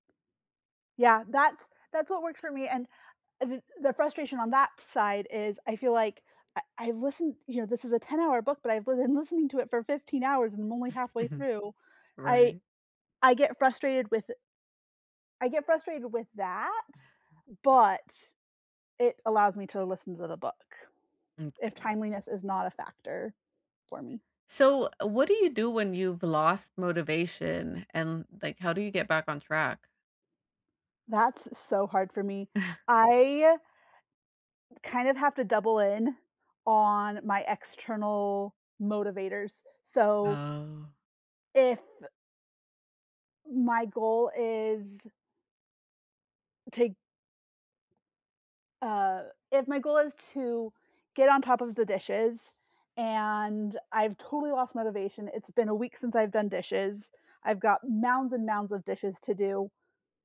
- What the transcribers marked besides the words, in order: other background noise; chuckle; stressed: "that"; chuckle; tapping
- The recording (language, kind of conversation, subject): English, unstructured, How do you stay motivated when working toward a big goal?